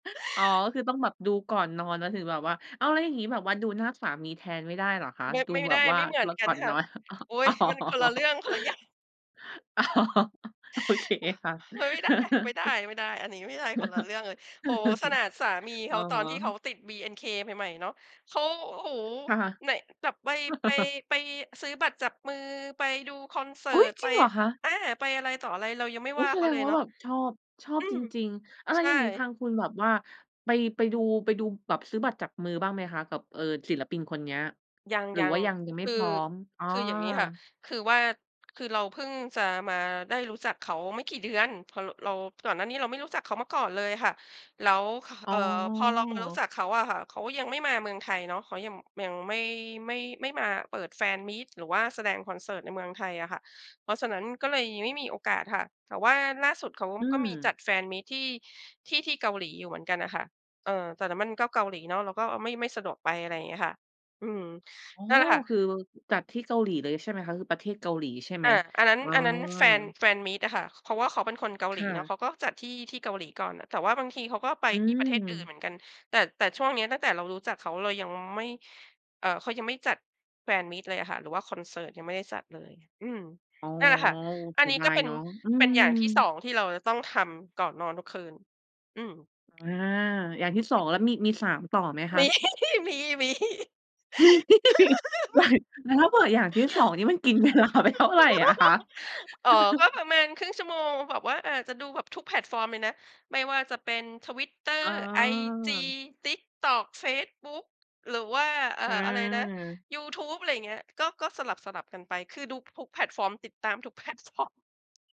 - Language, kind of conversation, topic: Thai, podcast, คุณมีกิจวัตรก่อนนอนแบบไหนที่ช่วยให้หลับง่ายขึ้นบ้าง?
- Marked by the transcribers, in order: other background noise; chuckle; laughing while speaking: "อ๋อ"; laughing while speaking: "อ๋อ โอเคค่ะ"; chuckle; chuckle; surprised: "อุ๊ย ! จริงเหรอคะ ?"; tapping; unintelligible speech; laughing while speaking: "มี มี ๆ"; laughing while speaking: "มี อย่าง แล้วถ้าเปิดอย่างที่ สอง นี่มันกินเวลาไปเท่าไรอะคะ ?"; giggle; laugh; chuckle; laughing while speaking: "แพลตฟอร์ม"